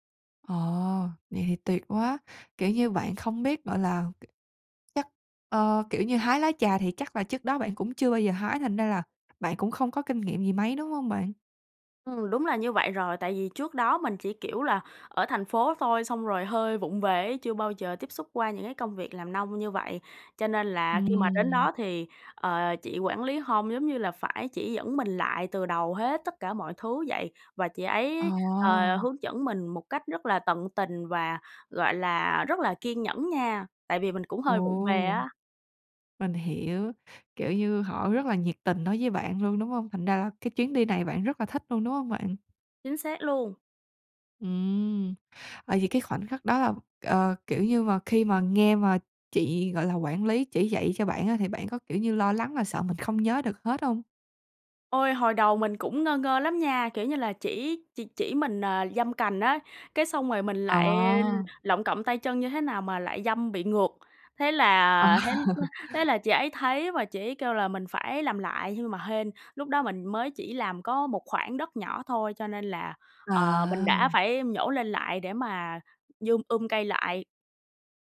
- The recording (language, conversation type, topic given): Vietnamese, podcast, Bạn từng được người lạ giúp đỡ như thế nào trong một chuyến đi?
- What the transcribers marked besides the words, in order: other background noise; tapping; in English: "home"; laughing while speaking: "Ờ"; laugh; unintelligible speech